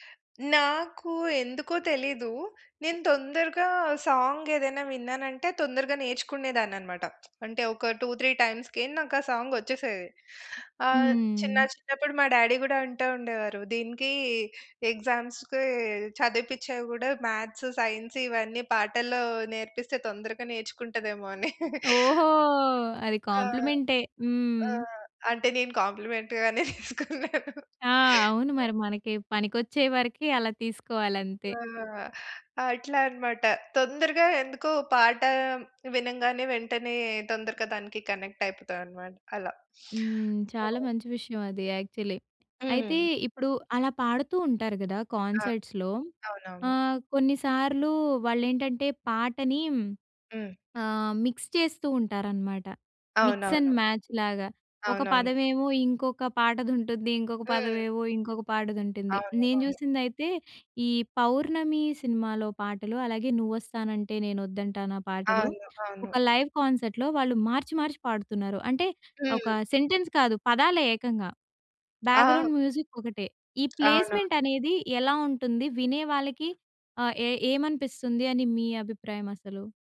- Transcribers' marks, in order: in English: "సాంగ్"; lip smack; in English: "టూ త్రీ టైమ్స్‌కె"; in English: "సాంగ్"; in English: "డ్యాడీ"; in English: "ఎగ్జామ్స్‌కి"; in English: "మ్యాథ్స్, సైన్స్"; giggle; in English: "కాంప్లిమెంట్‌గానే"; laughing while speaking: "తీసుకున్నాను"; in English: "కనెక్ట్"; sniff; in English: "సో"; in English: "యాక్చువల్లీ"; in English: "కాన్సర్ట్స్‌లో"; in English: "మిక్స్"; in English: "మిక్స్ అండ్ మ్యాచ్"; in English: "లైవ్ కాన్సర్ట్‌లో"; in English: "సెంటెన్స్"; in English: "బ్యాక్‍గ్రౌండ్ మ్యూజిక్"; tapping; in English: "ప్లేస్‌మెంట్"
- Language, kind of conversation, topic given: Telugu, podcast, లైవ్‌గా మాత్రమే వినాలని మీరు ఎలాంటి పాటలను ఎంచుకుంటారు?